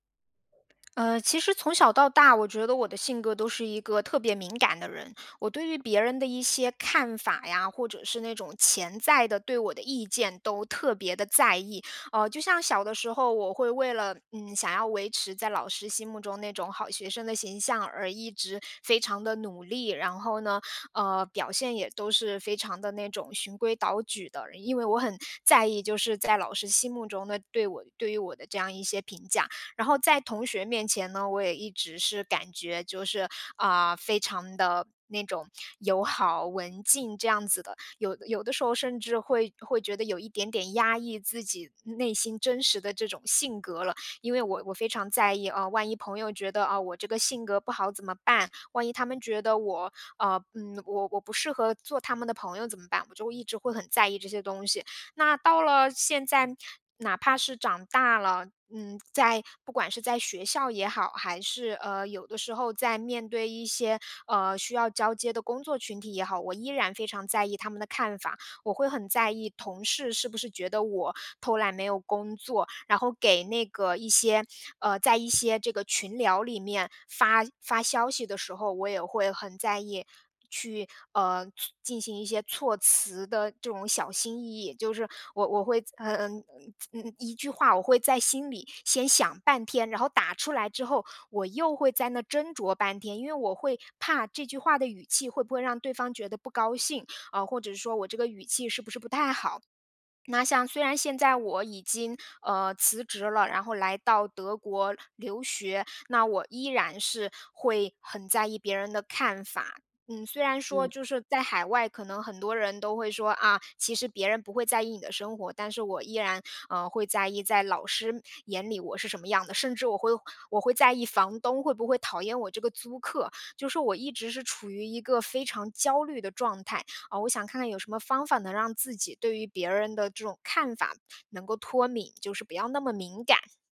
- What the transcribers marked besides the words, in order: other background noise; tapping
- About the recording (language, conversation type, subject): Chinese, advice, 我很在意别人的评价，怎样才能不那么敏感？